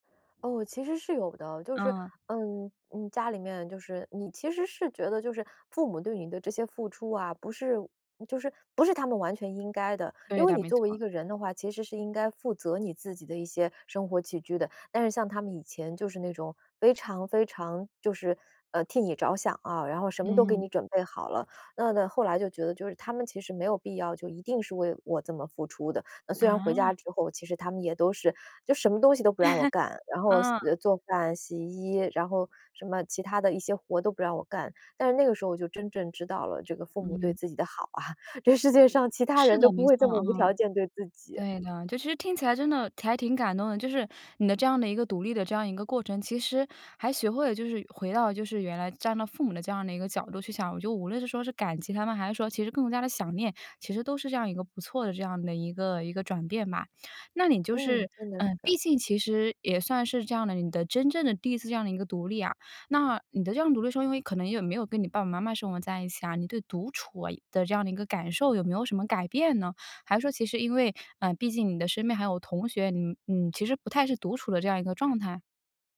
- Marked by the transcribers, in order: chuckle; chuckle; laughing while speaking: "这世界上"; "还" said as "台"
- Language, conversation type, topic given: Chinese, podcast, 第一次独立生活教会了你哪些事？